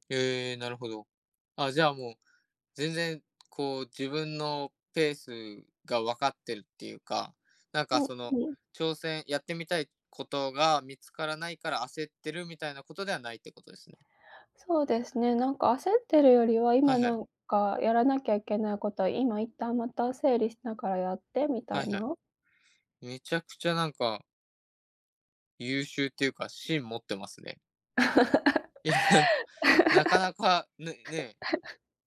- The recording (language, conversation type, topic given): Japanese, unstructured, 将来、挑戦してみたいことはありますか？
- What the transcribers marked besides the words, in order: tapping; laugh; laughing while speaking: "いや"